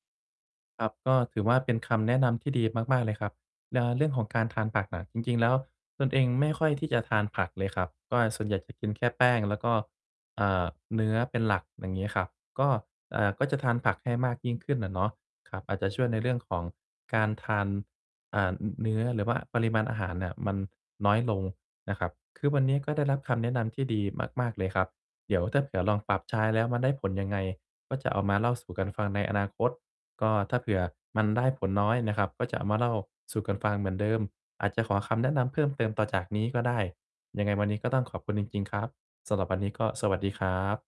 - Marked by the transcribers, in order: none
- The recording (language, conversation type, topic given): Thai, advice, ฉันจะหยุดรู้สึกว่าตัวเองติดอยู่ในวงจรซ้ำๆ ได้อย่างไร?